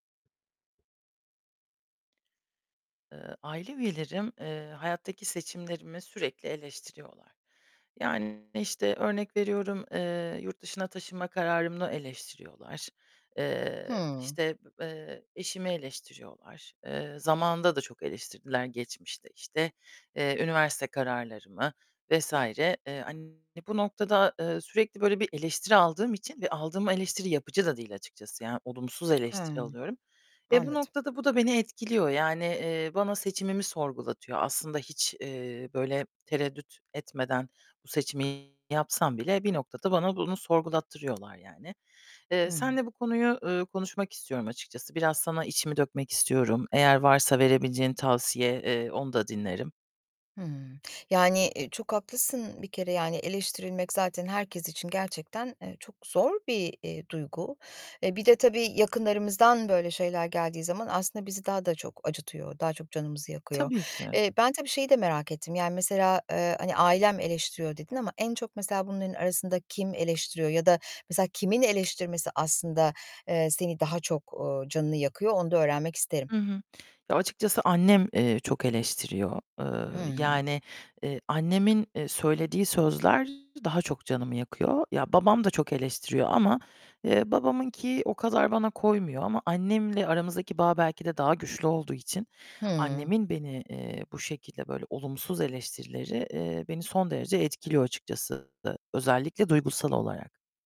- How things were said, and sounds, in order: other background noise; distorted speech; tapping
- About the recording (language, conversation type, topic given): Turkish, advice, Aile üyelerimin hayat seçimlerimi sürekli eleştirmesiyle nasıl başa çıkabilirim?